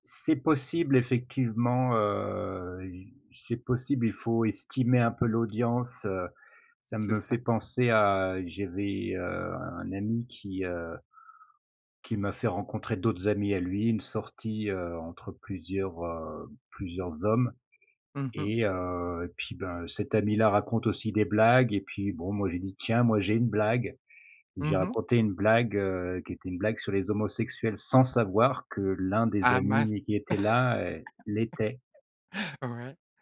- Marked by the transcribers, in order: tapping; stressed: "sans savoir"; laugh
- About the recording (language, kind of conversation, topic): French, podcast, Quelle place l’humour occupe-t-il dans tes échanges ?